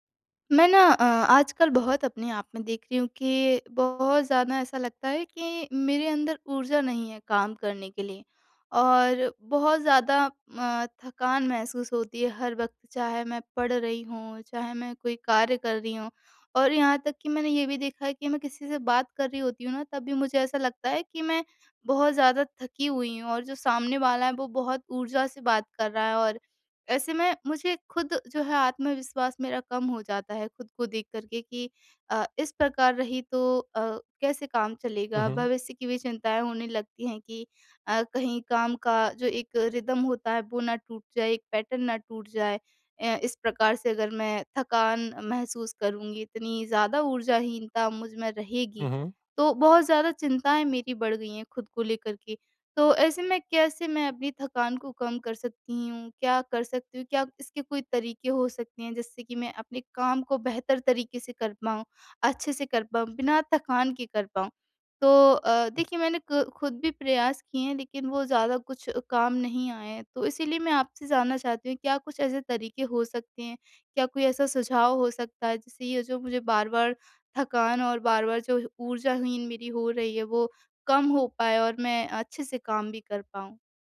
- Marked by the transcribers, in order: in English: "रिदम"; in English: "पैटर्न"
- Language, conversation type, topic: Hindi, advice, क्या दिन में थकान कम करने के लिए थोड़ी देर की झपकी लेना मददगार होगा?
- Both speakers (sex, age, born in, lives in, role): female, 25-29, India, India, user; male, 25-29, India, India, advisor